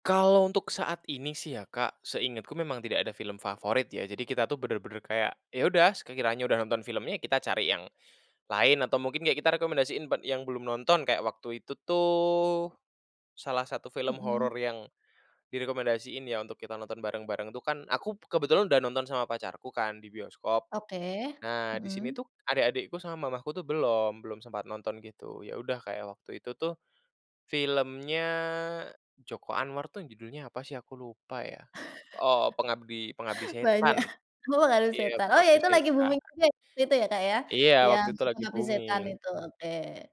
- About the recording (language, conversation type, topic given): Indonesian, podcast, Apa perbedaan kebiasaan menonton bersama keluarga dulu dan sekarang?
- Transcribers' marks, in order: chuckle; laughing while speaking: "Banyak"; in English: "booming"; in English: "booming"